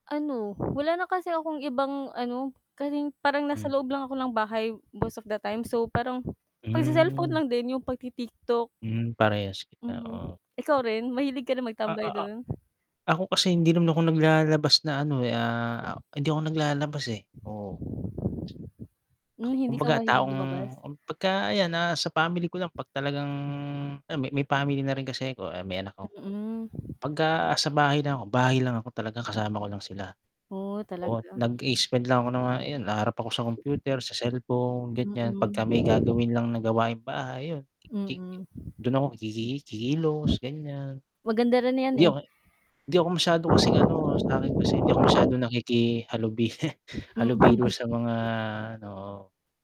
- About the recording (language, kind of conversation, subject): Filipino, unstructured, Anong simpleng gawain ang nagpapasaya sa iyo araw-araw?
- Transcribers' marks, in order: static; wind; tapping; chuckle; laughing while speaking: "Mm"